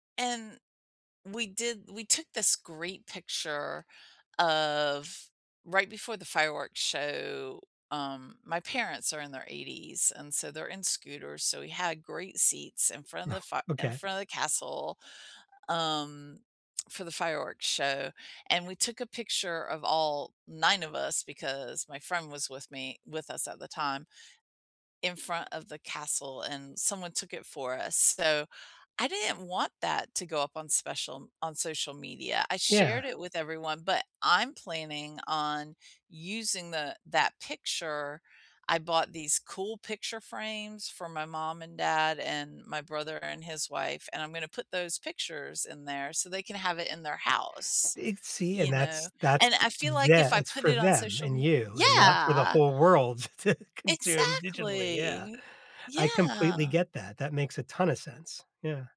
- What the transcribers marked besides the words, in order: tapping; drawn out: "of"; drawn out: "show"; laughing while speaking: "Oh"; laughing while speaking: "so"; other background noise; drawn out: "Yeah!"; laughing while speaking: "to consume digitally"; drawn out: "Exactly. Yeah"
- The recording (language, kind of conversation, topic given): English, unstructured, How do you decide whether to share your travel plans publicly or keep them private?